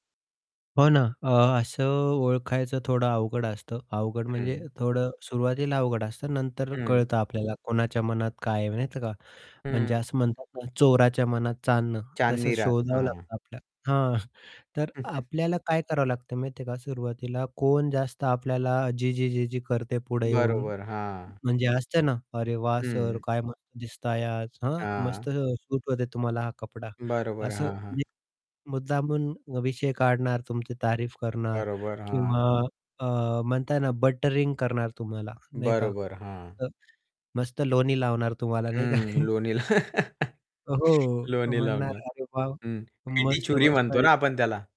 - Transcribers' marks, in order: distorted speech; static; chuckle; tapping; other background noise; chuckle
- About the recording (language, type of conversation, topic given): Marathi, podcast, ऑफिसमधील राजकारण प्रभावीपणे कसे हाताळावे?